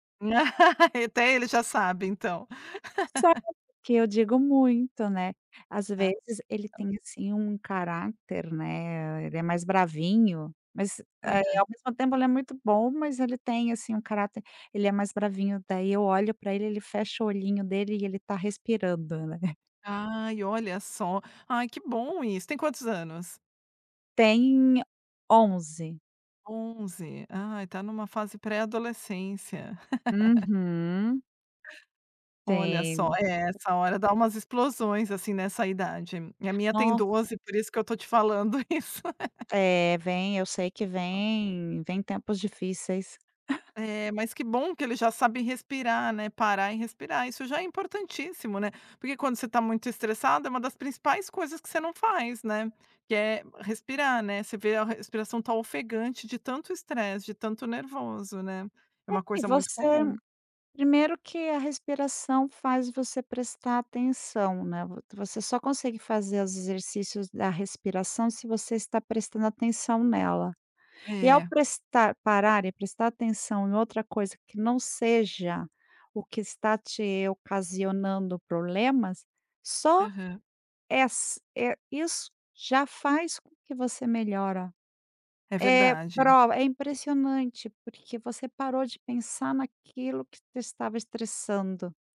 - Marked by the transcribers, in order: laugh; tapping; unintelligible speech; laugh; laugh; other background noise; laugh; unintelligible speech; chuckle
- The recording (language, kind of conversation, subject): Portuguese, podcast, Me conta um hábito que te ajuda a aliviar o estresse?